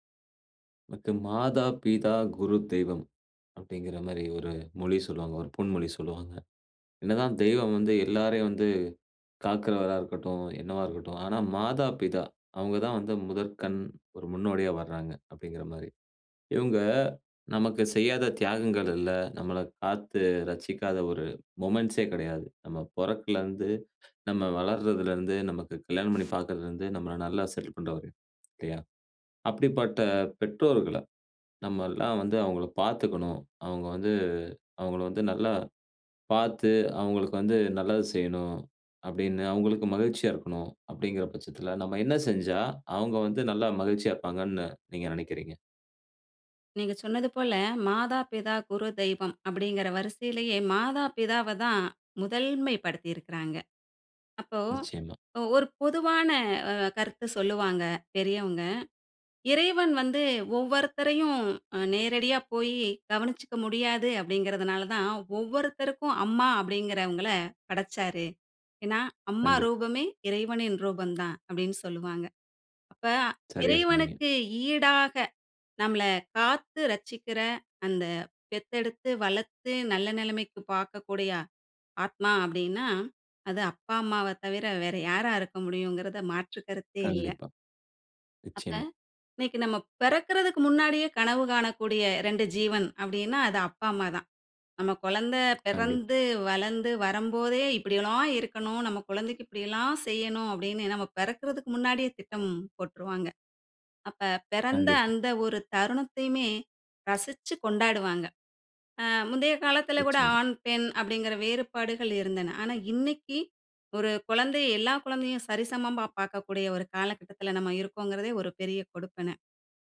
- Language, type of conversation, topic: Tamil, podcast, வயதான பெற்றோரைப் பார்த்துக் கொள்ளும் பொறுப்பை நீங்கள் எப்படிப் பார்க்கிறீர்கள்?
- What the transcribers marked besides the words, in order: unintelligible speech; in English: "மொமென்ட்ஸ்ஸே"; "பிறந்ததிலிருந்து" said as "பொறக்கலருந்து"; other background noise; tapping; "கண்டிப்பா" said as "கண்டிப்"; "முடியும்ங்கிறதுல" said as "முடியும்ங்கிறத"